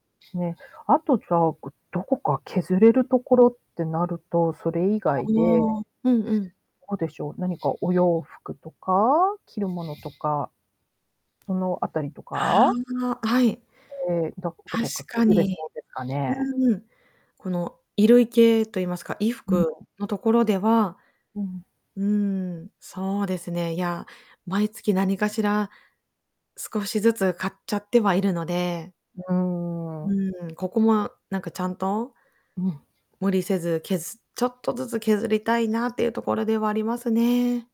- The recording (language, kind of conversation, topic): Japanese, advice, 予算を守りつつ無理せずに予算管理を始めるにはどうすればいいですか？
- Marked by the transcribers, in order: other background noise; distorted speech; tapping